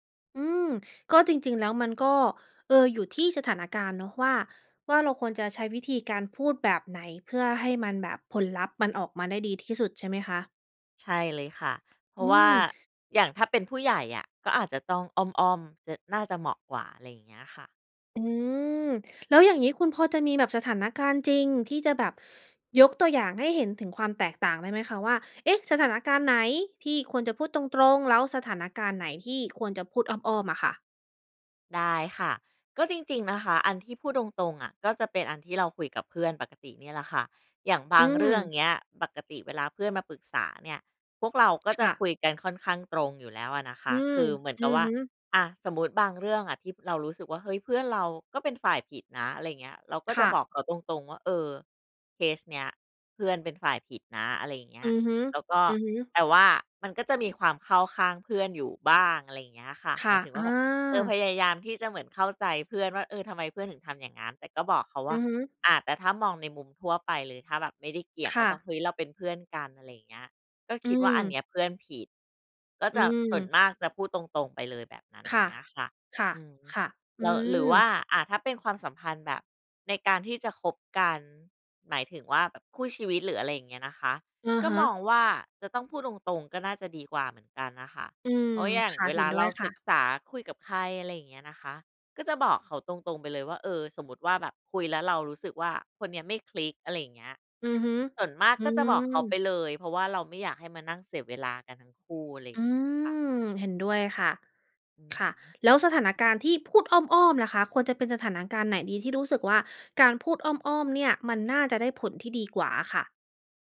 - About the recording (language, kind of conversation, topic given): Thai, podcast, เวลาถูกให้ข้อสังเกต คุณชอบให้คนพูดตรงๆ หรือพูดอ้อมๆ มากกว่ากัน?
- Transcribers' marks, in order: none